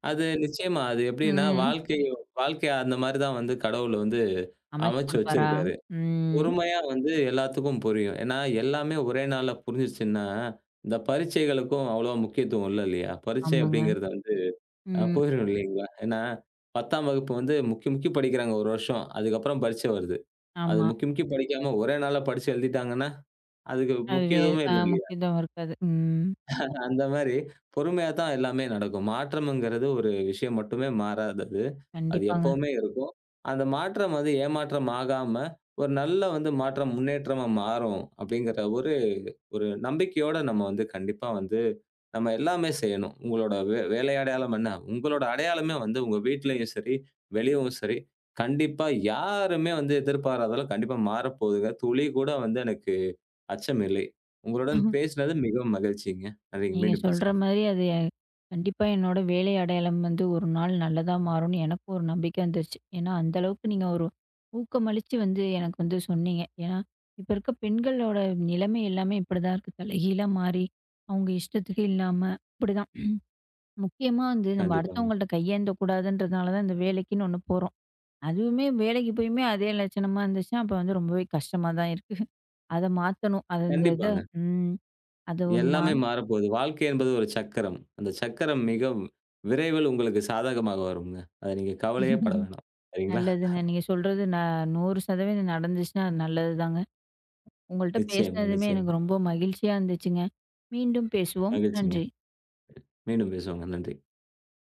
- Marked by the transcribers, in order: other noise; laugh; throat clearing; "உண்மை" said as "உண்மா"; chuckle; laugh
- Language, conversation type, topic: Tamil, podcast, வேலை இடத்தில் நீங்கள் பெற்ற பாத்திரம், வீட்டில் நீங்கள் நடந்துகொள்ளும் விதத்தை எப்படி மாற்றுகிறது?